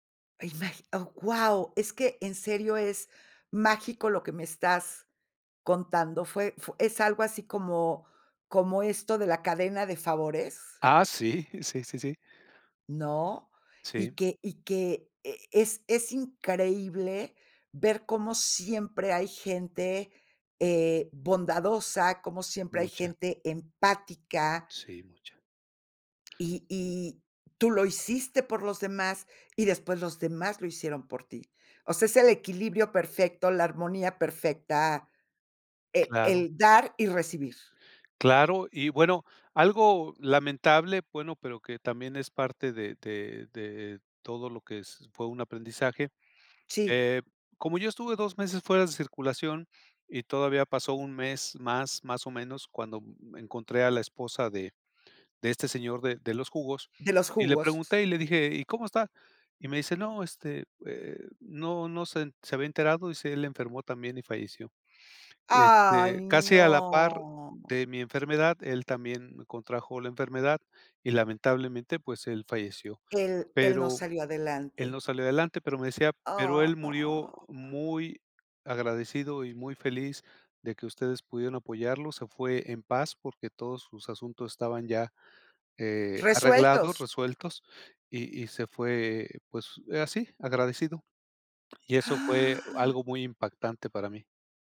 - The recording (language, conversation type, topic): Spanish, podcast, ¿Cómo fue que un favor pequeño tuvo consecuencias enormes para ti?
- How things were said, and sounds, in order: unintelligible speech; other noise; drawn out: "¡Ay, no!"; drawn out: "Ah"